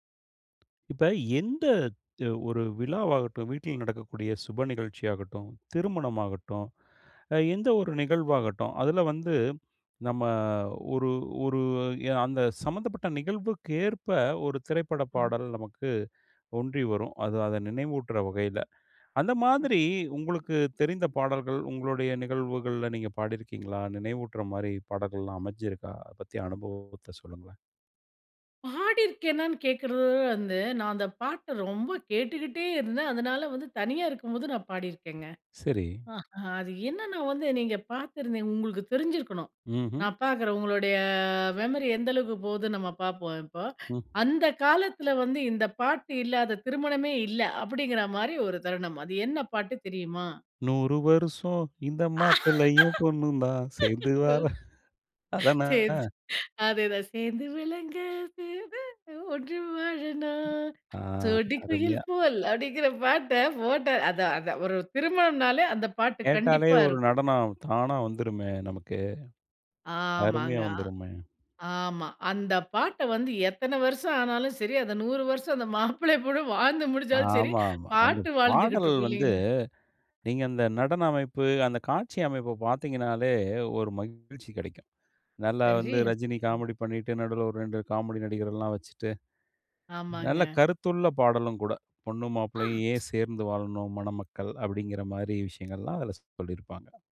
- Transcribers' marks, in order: other background noise; drawn out: "நம்ம"; drawn out: "உங்களுடைய"; in English: "மெமரி"; anticipating: "அந்த காலத்தில வந்து இந்த பாட்டு … என்ன பாட்டு தெரியுமா?"; singing: "நூறு வருஷம் இந்த மாப்பிள்ளையும் பொண்ணும் தான் சேர்ந்து வர"; laughing while speaking: "சரி சரி அதேதான்"; singing: "சேர்ந்து விளங்க ஒன்றி வாழனும், சோடி குயில் போல்"; laughing while speaking: "சேர்ந்து வர"; unintelligible speech; anticipating: "அதான?"; drawn out: "அதான?"; laughing while speaking: "அப்படிங்கிற பாட்ட போட்ட அதான் அதான்"; other noise; drawn out: "ஆமாங்க"; laughing while speaking: "மாப்பிள்ளை, பொண்ணும் வாழ்ந்து முடிச்சாலும் சரி, பாட்டு வாழ்ந்துகிட்ருக்கும் இல்லைங்களா?"; surprised: "ஆ"; tapping
- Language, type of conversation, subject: Tamil, podcast, விழா அல்லது திருமணம் போன்ற நிகழ்ச்சிகளை நினைவூட்டும் பாடல் எது?